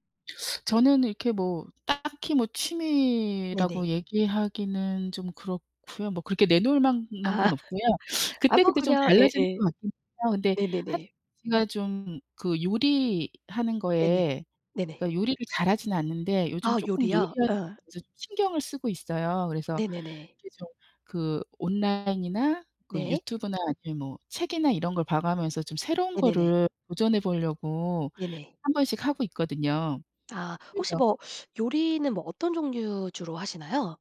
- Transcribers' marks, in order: tapping; laughing while speaking: "아"; other background noise
- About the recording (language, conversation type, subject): Korean, unstructured, 스트레스를 해소하는 데 가장 도움이 되는 취미는 무엇인가요?